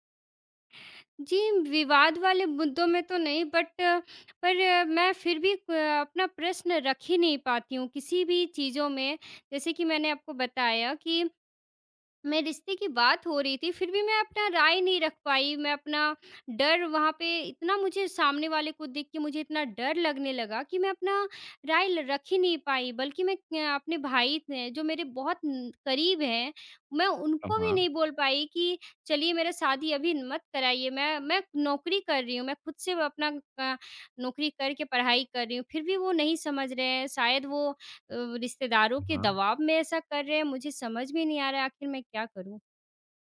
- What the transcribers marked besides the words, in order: in English: "बट"
- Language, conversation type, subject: Hindi, advice, क्या आपको दोस्तों या परिवार के बीच अपनी राय रखने में डर लगता है?